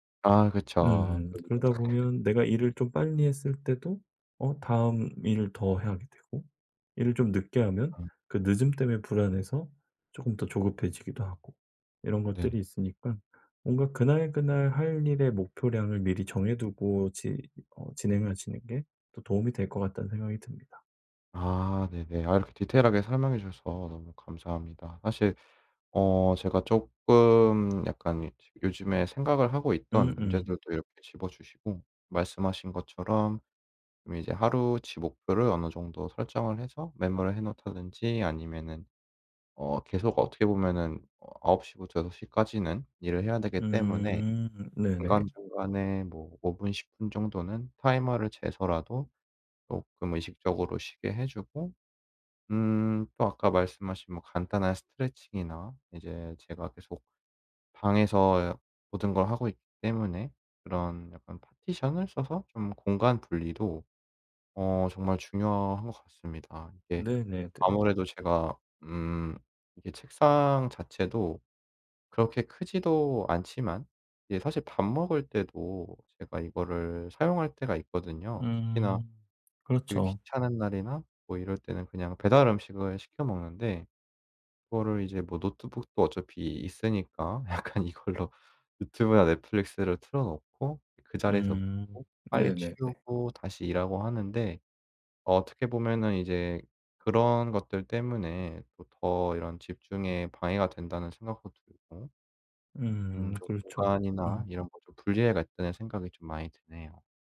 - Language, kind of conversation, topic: Korean, advice, 산만함을 줄이고 집중할 수 있는 환경을 어떻게 만들 수 있을까요?
- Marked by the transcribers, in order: other background noise; laugh; tapping; laughing while speaking: "약간 이걸로"